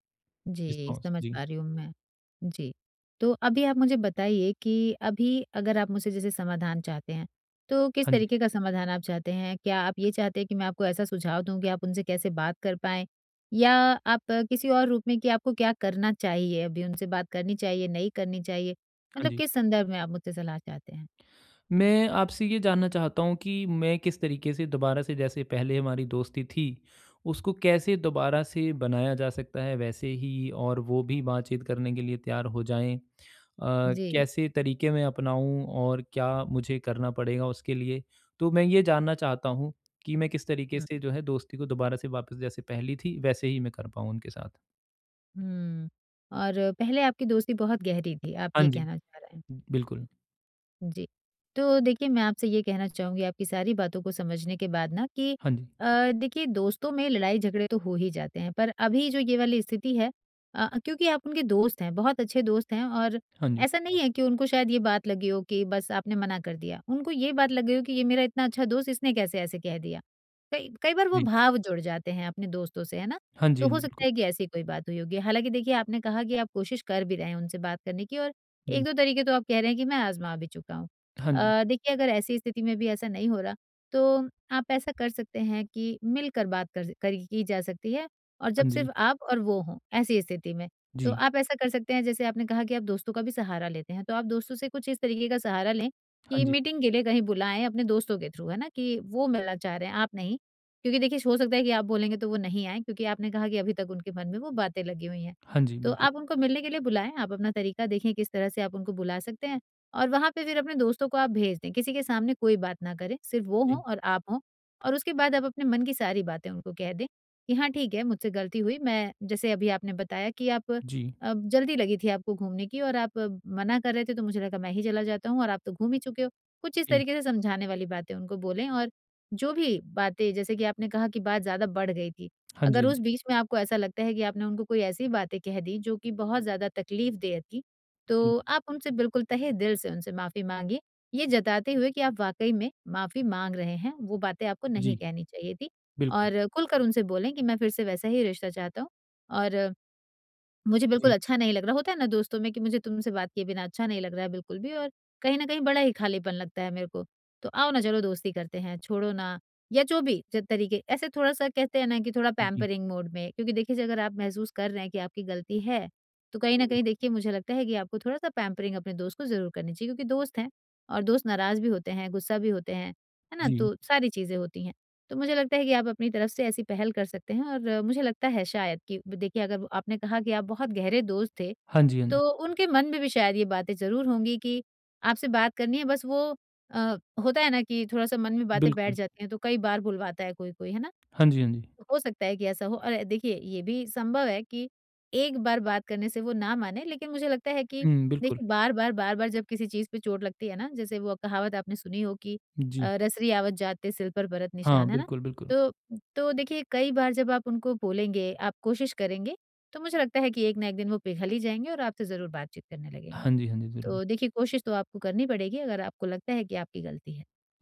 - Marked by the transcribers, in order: in English: "रिस्पॉन्स"; tapping; other background noise; in English: "मीटिंग"; in English: "थ्रू"; in English: "पैम्परिंग मोड"; in English: "पैम्परिंग"; other noise
- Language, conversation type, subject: Hindi, advice, मित्र के साथ झगड़े को शांत तरीके से कैसे सुलझाऊँ और संवाद बेहतर करूँ?